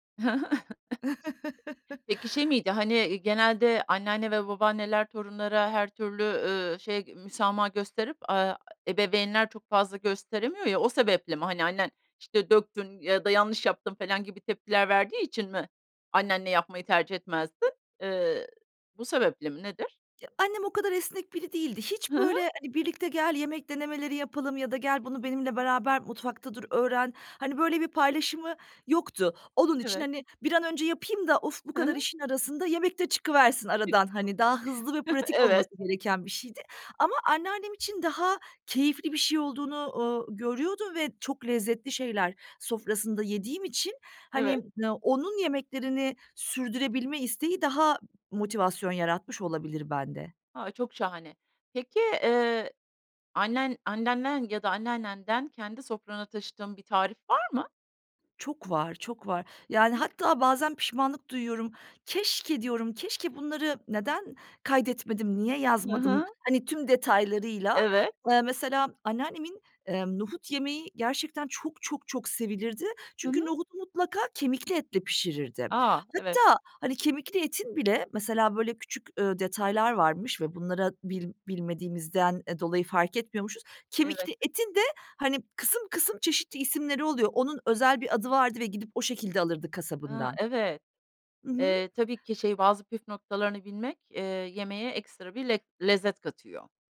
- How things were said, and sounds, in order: cough; unintelligible speech; chuckle; unintelligible speech; chuckle; other noise
- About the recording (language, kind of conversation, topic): Turkish, podcast, Yemek yaparken nelere dikkat edersin ve genelde nasıl bir rutinin var?